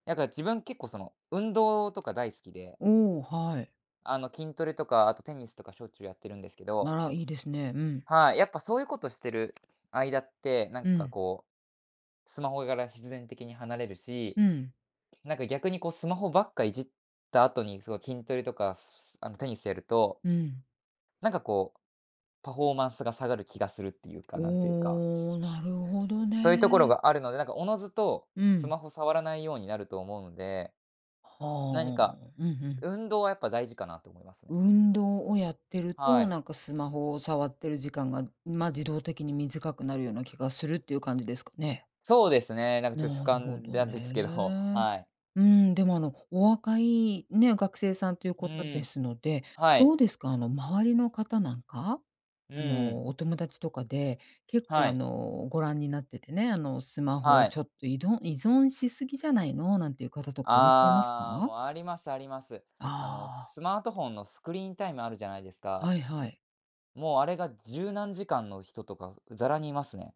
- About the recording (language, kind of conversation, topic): Japanese, podcast, スマホ依存を減らすために、すぐにできるちょっとした工夫はありますか？
- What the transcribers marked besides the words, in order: other noise; tapping